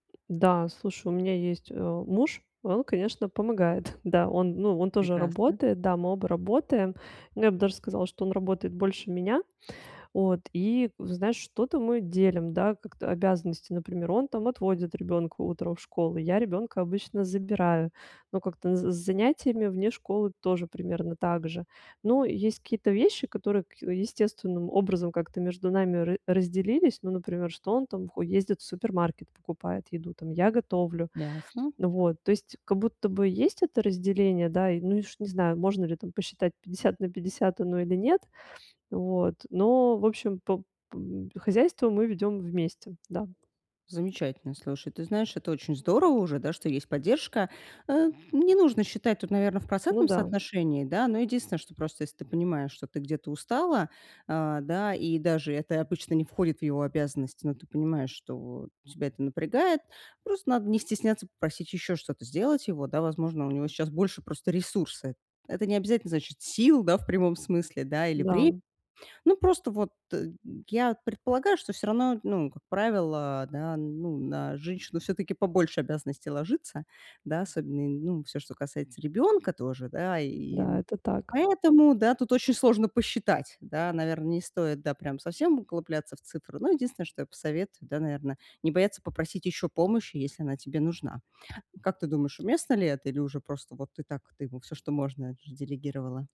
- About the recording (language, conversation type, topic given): Russian, advice, Как мне совмещать работу и семейные обязанности без стресса?
- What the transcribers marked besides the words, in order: tapping; other noise; other background noise